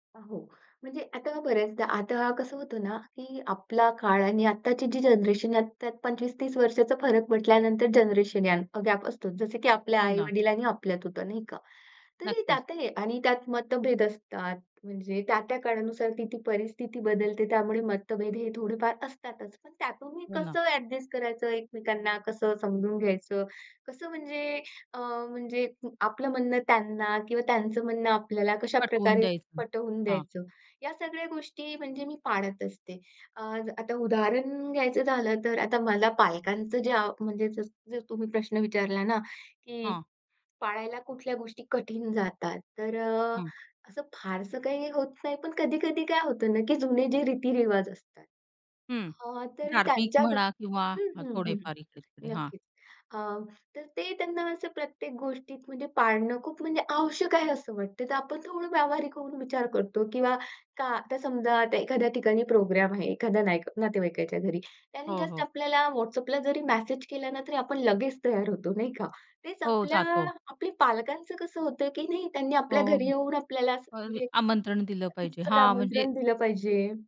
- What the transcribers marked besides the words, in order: tapping; "पाळत" said as "पाडत"
- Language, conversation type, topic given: Marathi, podcast, पालकांनी दिलेली सर्वात मोठी शिकवण काय होती?